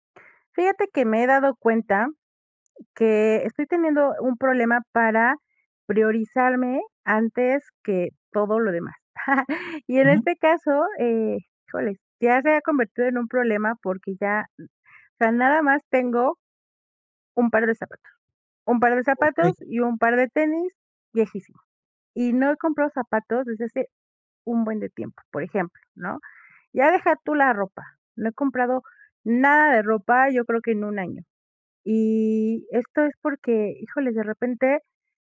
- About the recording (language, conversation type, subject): Spanish, advice, ¿Cómo puedo priorizar mis propias necesidades si gasto para impresionar a los demás?
- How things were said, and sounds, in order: chuckle